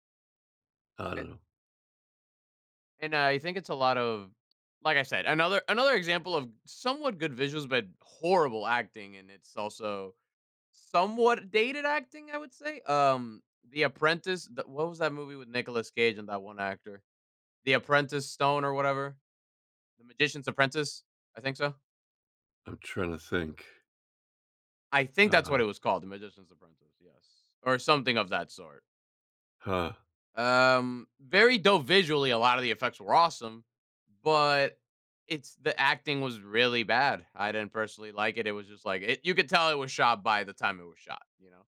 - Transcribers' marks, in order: stressed: "horrible"
- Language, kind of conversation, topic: English, unstructured, How should I weigh visual effects versus storytelling and acting?